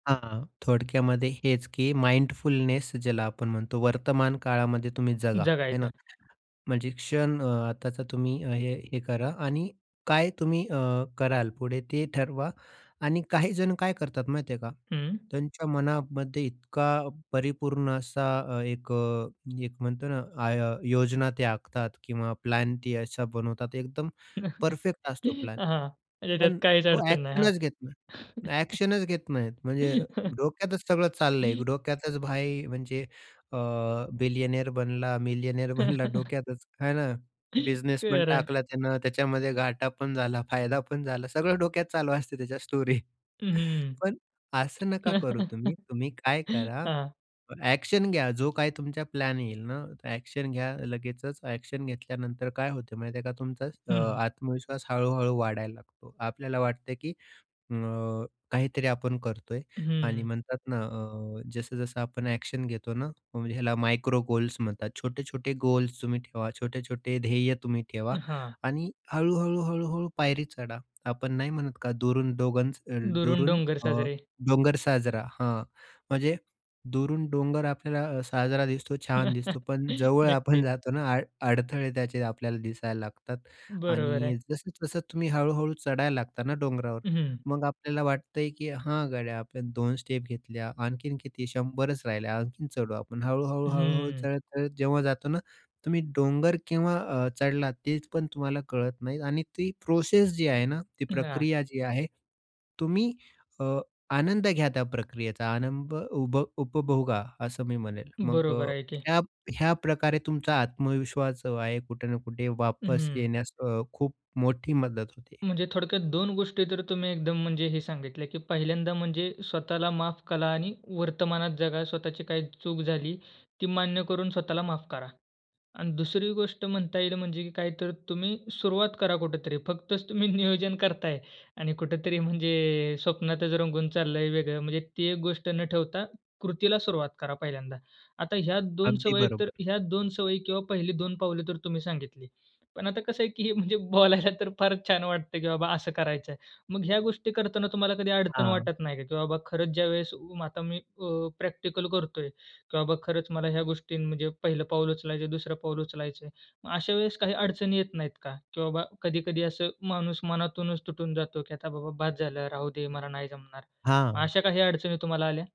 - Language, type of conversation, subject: Marathi, podcast, आत्मविश्वास वाढवण्यासाठी तुला सर्वात उपयोगी वाटणारी सवय कोणती आहे?
- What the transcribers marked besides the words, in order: in English: "माइंडफुलनेस"; other background noise; tapping; in English: "एक्शनच"; chuckle; in English: "एक्शनच"; chuckle; laughing while speaking: "बनला"; chuckle; in English: "स्टोरी"; chuckle; in English: "एक्शन"; chuckle; in English: "एक्शन"; in English: "एक्शन"; in English: "एक्शन"; in English: "मायक्रो गोल्स"; "डोंगर" said as "डोगंज"; chuckle; in English: "स्टेप"; "आनंद" said as "आनंभ"; "करा" said as "कला"; laughing while speaking: "नियोजन करत आहे"; laughing while speaking: "की हे म्हणजे बोलायला तर फारच छान वाटत"